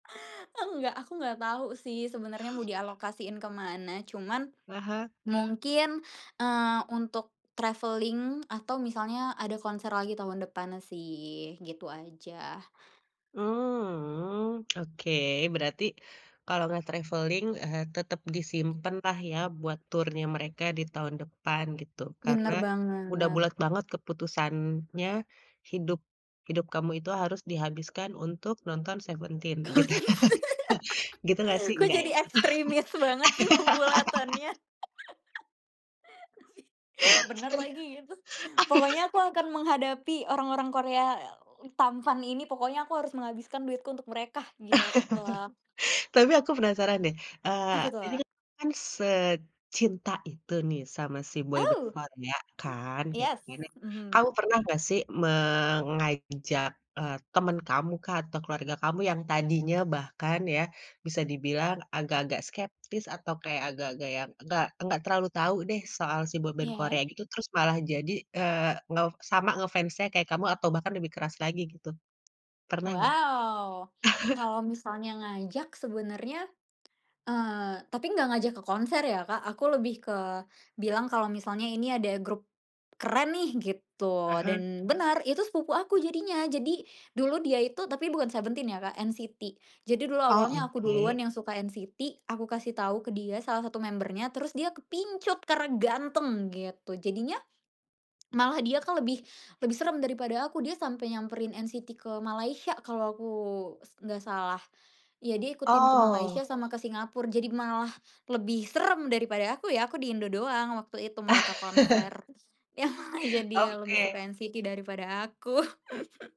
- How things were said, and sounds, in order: in English: "travelling"; tapping; drawn out: "Mmm"; in English: "travelling"; other background noise; laugh; laughing while speaking: "Kok jadi ekstrimis banget sih pembulatannya? Tapi"; chuckle; laugh; laugh; chuckle; in English: "boyband"; in English: "boyband"; chuckle; in English: "member-nya"; "Singapura" said as "singapur"; chuckle; laughing while speaking: "Yah"; chuckle
- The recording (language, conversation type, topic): Indonesian, podcast, Mengapa kegiatan ini penting untuk kebahagiaanmu?